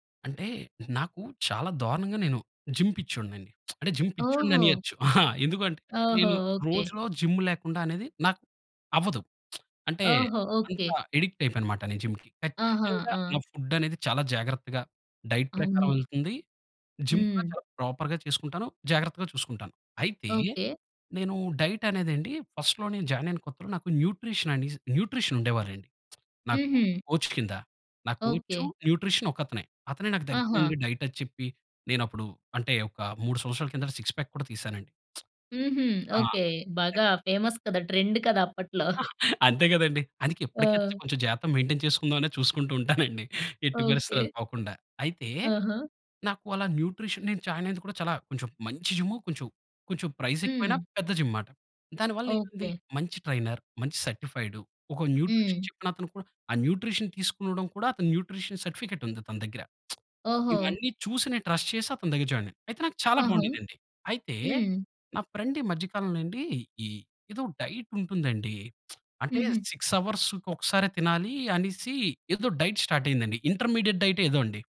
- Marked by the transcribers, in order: in English: "జిమ్"; lip smack; in English: "జిమ్"; chuckle; in English: "జిమ్"; lip smack; in English: "యడిక్ట్"; in English: "జిమ్‌కి"; in English: "ఫుడ్"; in English: "డైట్"; in English: "జిమ్"; in English: "ప్రాపర్‌గా"; in English: "డైట్"; in English: "ఫస్ట్‌లో"; in English: "జాయిన్"; in English: "న్యూట్రిషన్"; lip smack; in English: "కోచ్"; in English: "కోచు, న్యూట్రిషన్"; in English: "డైట్"; in English: "సిక్స్‌ప్యాక్"; lip smack; in English: "ఫేమస్"; in English: "ట్రెండ్"; giggle; chuckle; in English: "మెయిన్‌టెన్"; chuckle; in English: "న్యూట్రిషన్"; in English: "జాయిన్"; in English: "జిమ్"; in English: "ప్రైజ్"; in English: "జిమ్"; in English: "ట్రైనర్"; in English: "న్యూట్రిషన్"; in English: "న్యూట్రిషన్"; in English: "న్యూట్రిషన్ సర్టిఫికేట్"; lip smack; in English: "ట్రస్ట్"; in English: "జాయినయ్యా"; in English: "ఫ్రెండ్"; in English: "డైట్"; lip smack; in English: "సిక్స్ అవర్స్‌కి"; in English: "డైట్ స్టార్ట్"; in English: "ఇంటర్మీడియేట్ డైట్"
- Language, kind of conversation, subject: Telugu, podcast, ముఖ్యమైన సంభాషణల విషయంలో ప్రభావకర్తలు బాధ్యత వహించాలి అని మీరు భావిస్తారా?